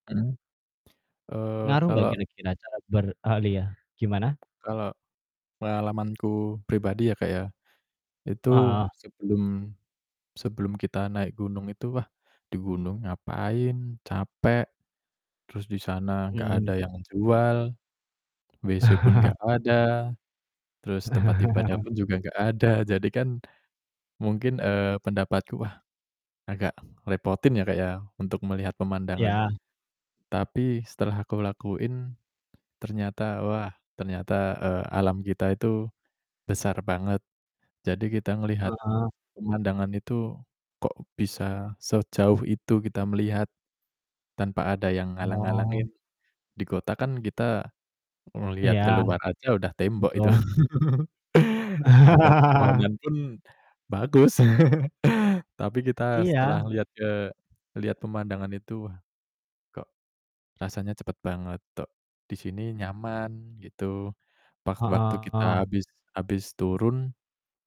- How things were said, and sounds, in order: static; distorted speech; tapping; chuckle; chuckle; other background noise; laughing while speaking: "ada"; laugh; laugh; "kok" said as "tok"
- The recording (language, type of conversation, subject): Indonesian, unstructured, Apa pengalaman terbaikmu saat berkemah atau piknik di alam?